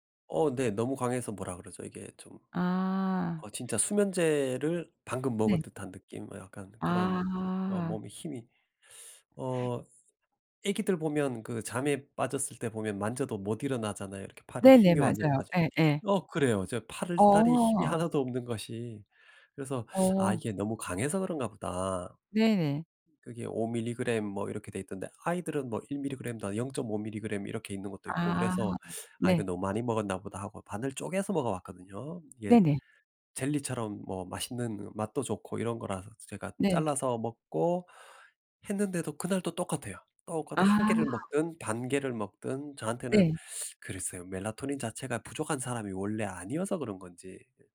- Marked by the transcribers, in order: other background noise
- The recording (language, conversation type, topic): Korean, podcast, 수면 리듬을 회복하려면 어떻게 해야 하나요?